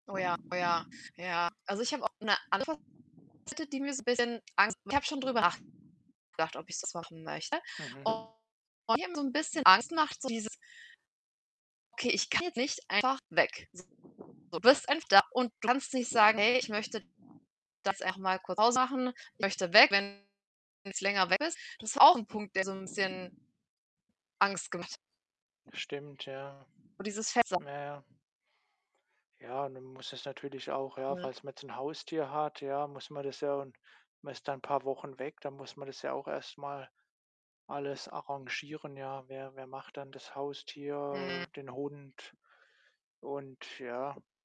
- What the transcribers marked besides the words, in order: distorted speech; unintelligible speech; unintelligible speech; unintelligible speech; unintelligible speech
- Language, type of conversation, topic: German, unstructured, Was findest du an Kreuzfahrten problematisch?